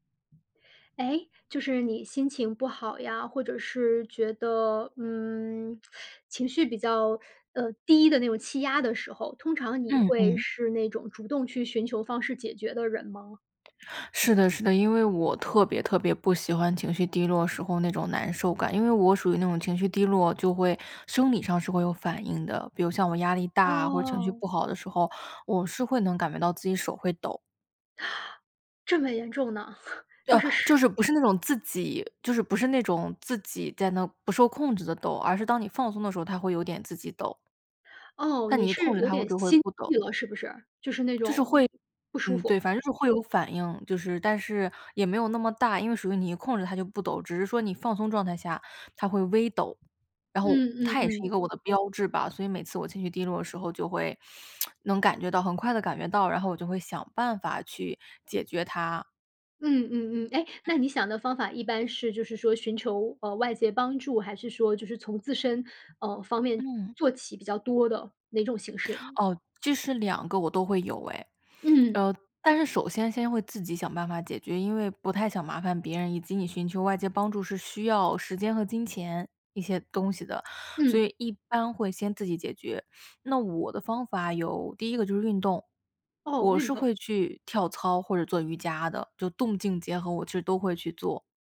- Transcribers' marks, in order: inhale; chuckle; tsk
- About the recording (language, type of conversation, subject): Chinese, podcast, 當情緒低落時你會做什麼？